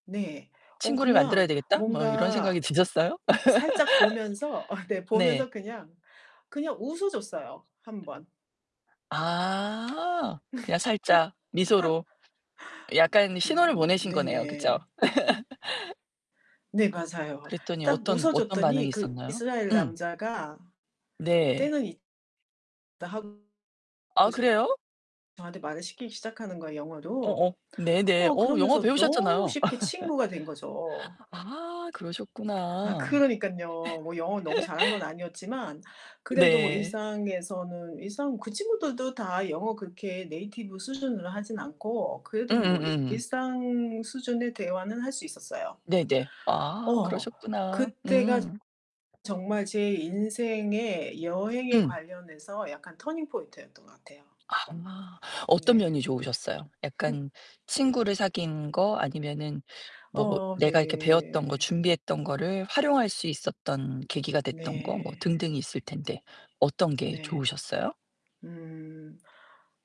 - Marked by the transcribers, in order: laughing while speaking: "어"; laugh; tapping; laugh; other background noise; laugh; distorted speech; unintelligible speech; laugh; laugh; laugh
- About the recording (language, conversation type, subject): Korean, podcast, 인생의 전환점이 된 여행이 있었나요?